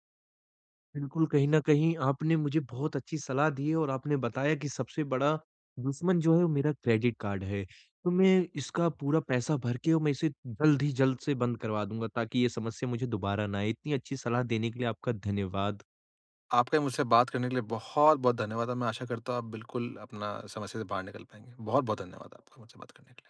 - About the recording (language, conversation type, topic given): Hindi, advice, मैं अपनी चाहतों और जरूरतों के बीच संतुलन कैसे बना सकता/सकती हूँ?
- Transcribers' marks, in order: none